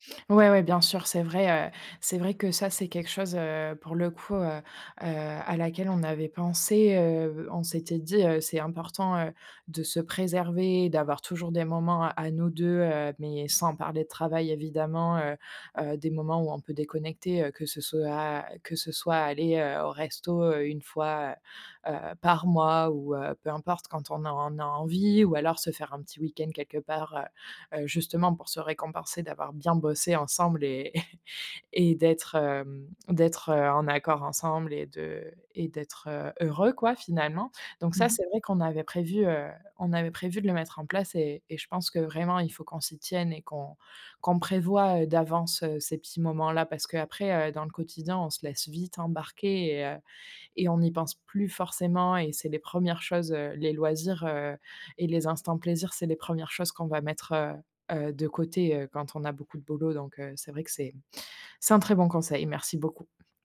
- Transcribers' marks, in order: other background noise; chuckle
- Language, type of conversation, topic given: French, advice, Comment puis-je mieux séparer mon travail de ma vie personnelle pour me sentir moins stressé ?